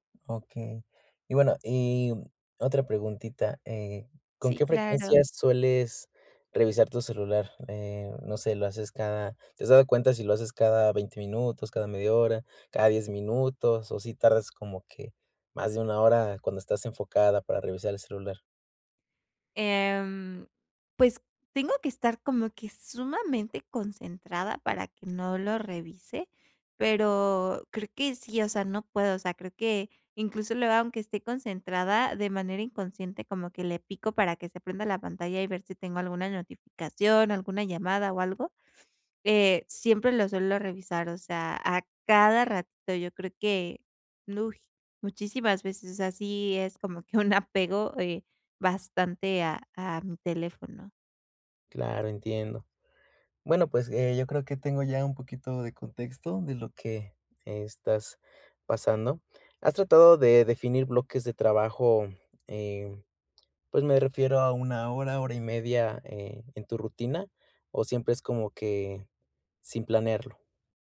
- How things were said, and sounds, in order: other background noise; laughing while speaking: "un"
- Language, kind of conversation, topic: Spanish, advice, ¿Cómo puedo reducir las distracciones y mantener la concentración por más tiempo?